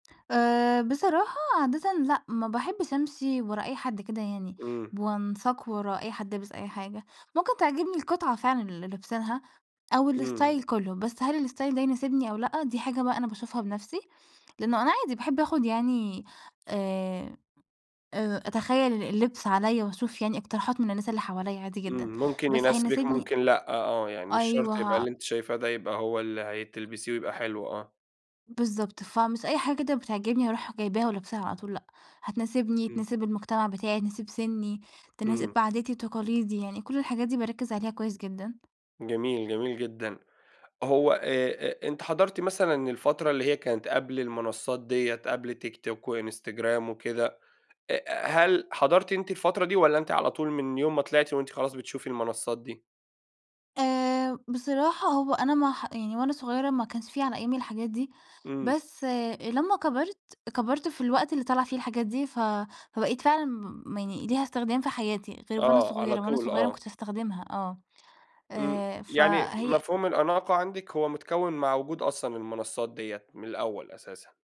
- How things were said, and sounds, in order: in English: "الstyle"; in English: "الstyle"; tapping
- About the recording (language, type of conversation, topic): Arabic, podcast, إزاي مواقع التواصل بتأثر على مفهومك للأناقة؟
- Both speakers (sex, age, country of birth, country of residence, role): female, 20-24, Egypt, Portugal, guest; male, 30-34, Saudi Arabia, Egypt, host